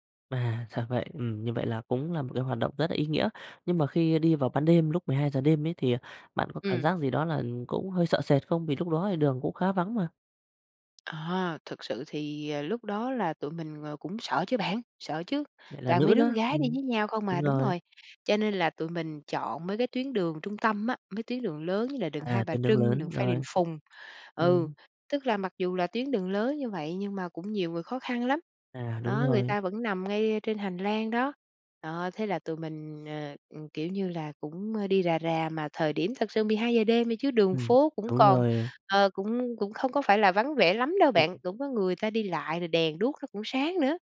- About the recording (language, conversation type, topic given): Vietnamese, podcast, Bạn có thể kể về lần bạn làm một điều tử tế và nhận lại một điều bất ngờ không?
- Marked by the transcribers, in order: tapping; other background noise